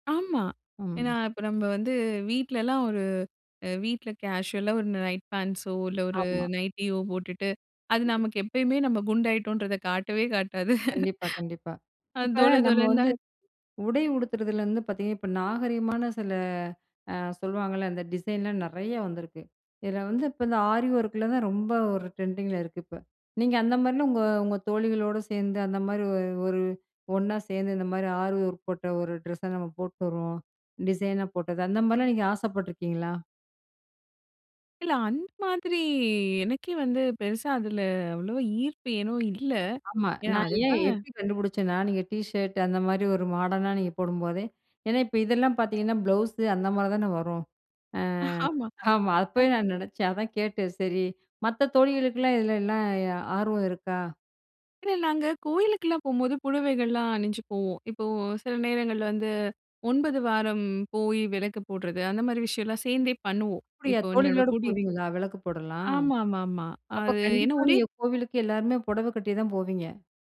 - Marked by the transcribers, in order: in English: "கேஷுவலா"; laugh; in English: "ஆரி ஓர்க்ல"; in English: "ட்ரெண்டிங்கில"; in English: "ஆரி வொர்க்"; drawn out: "மாதிரி"; laughing while speaking: "ஆமா"
- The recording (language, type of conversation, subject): Tamil, podcast, நண்பர்களைச் சந்திக்கும்போது நீங்கள் பொதுவாக எப்படியான உடை அணிவீர்கள்?